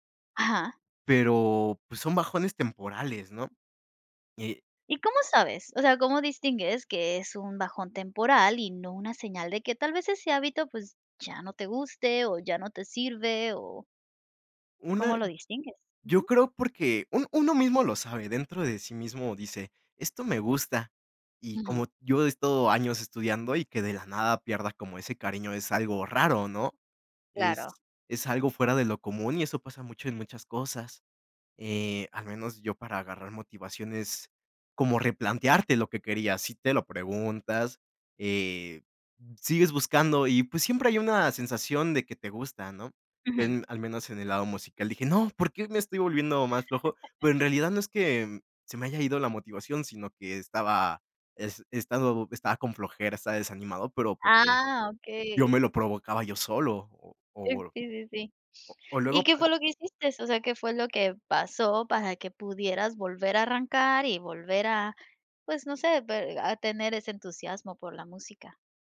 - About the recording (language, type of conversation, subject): Spanish, podcast, ¿Qué haces cuando pierdes motivación para seguir un hábito?
- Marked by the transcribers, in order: laugh